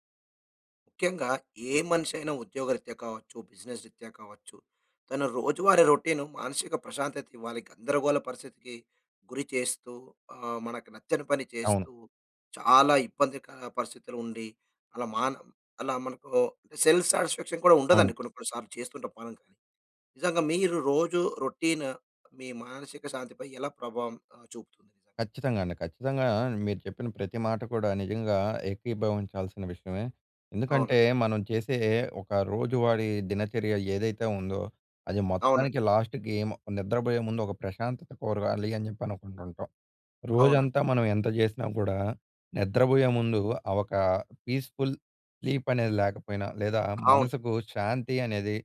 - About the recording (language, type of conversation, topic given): Telugu, podcast, రోజువారీ రొటీన్ మన మానసిక శాంతిపై ఎలా ప్రభావం చూపుతుంది?
- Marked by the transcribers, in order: in English: "బిజినెస్"; in English: "రౌటీన్"; in English: "సెల్ఫ్ సాటిస్ఫాక్షన్"; in English: "రౌటీన్"; in English: "లాస్ట్‌కి"; in English: "పీస్ఫుల్ స్లీప్"